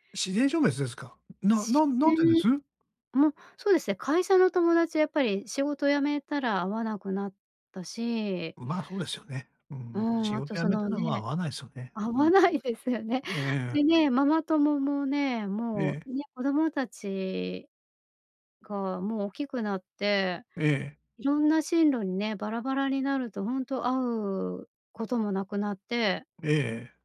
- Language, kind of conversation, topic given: Japanese, advice, 大人になってから新しい友達をどうやって作ればいいですか？
- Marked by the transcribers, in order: laughing while speaking: "会わないですよね"